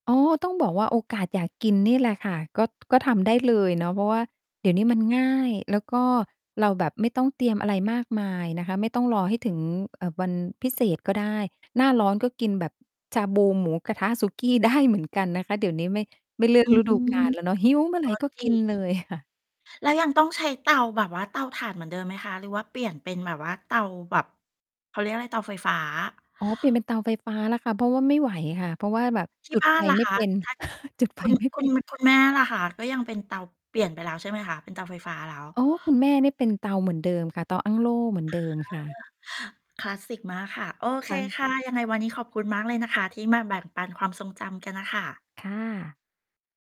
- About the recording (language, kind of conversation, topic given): Thai, podcast, คุณช่วยเล่าความทรงจำเกี่ยวกับอาหารจานโปรดประจำบ้านให้ฟังหน่อยได้ไหม?
- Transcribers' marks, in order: tapping; distorted speech; mechanical hum; chuckle; laughing while speaking: "จุดไฟไม่เป็น"; other background noise